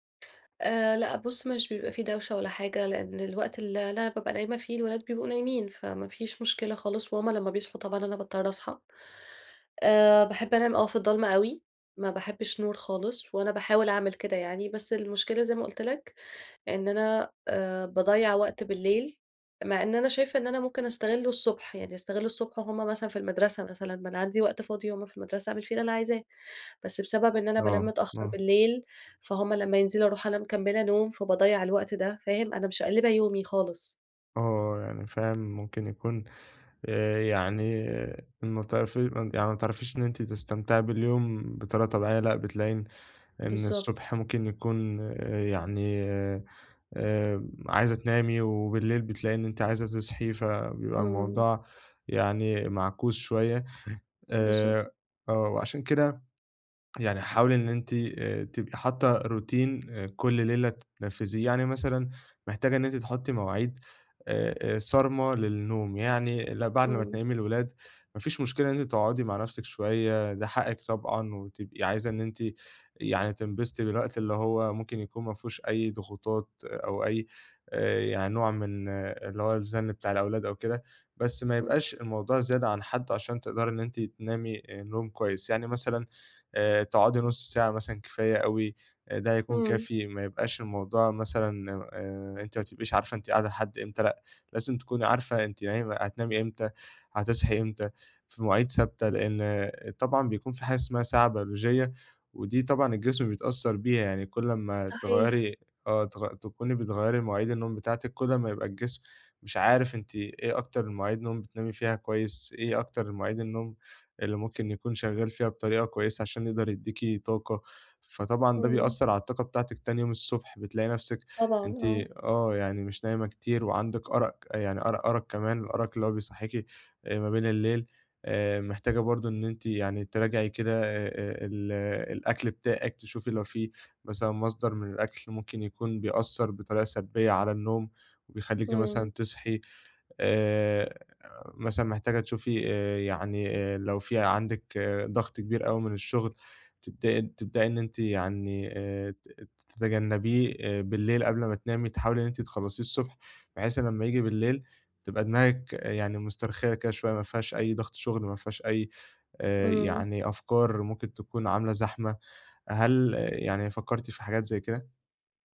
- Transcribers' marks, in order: tapping; in English: "روتين"
- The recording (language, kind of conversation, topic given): Arabic, advice, إزاي أعمل روتين بليل ثابت ومريح يساعدني أنام بسهولة؟